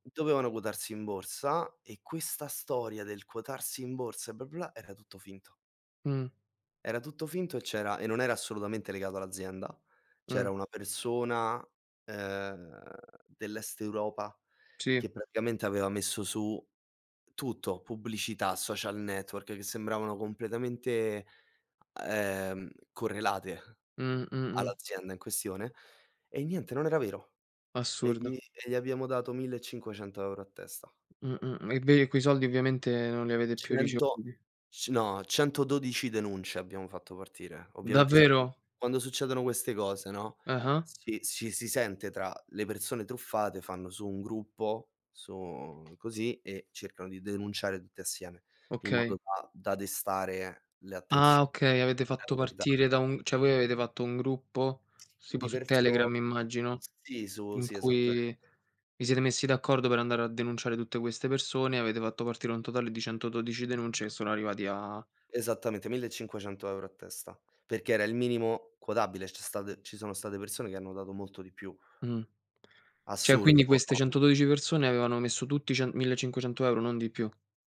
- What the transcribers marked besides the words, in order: other background noise; tapping; unintelligible speech
- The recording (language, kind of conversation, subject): Italian, unstructured, Come ti senti quando il tuo lavoro viene riconosciuto?
- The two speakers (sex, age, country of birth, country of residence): male, 25-29, Italy, Italy; male, 25-29, Italy, Italy